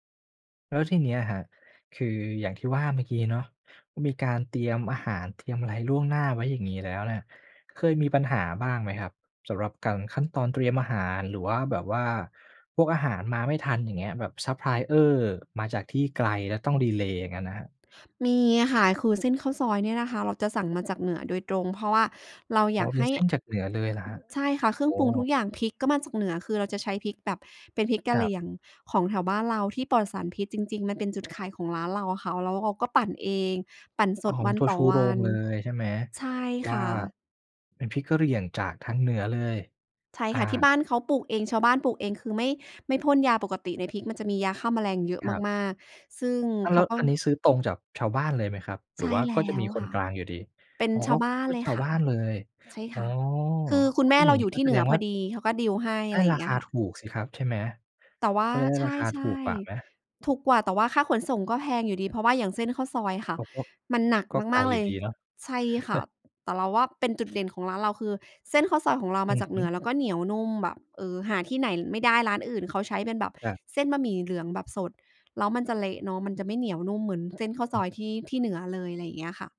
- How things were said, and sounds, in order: in English: "ซัปพลายเออร์"; in English: "ดีล"; chuckle; other background noise
- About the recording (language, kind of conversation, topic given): Thai, podcast, คุณมีวิธีเตรียมอาหารล่วงหน้าเพื่อประหยัดเวลาอย่างไรบ้าง เล่าให้ฟังได้ไหม?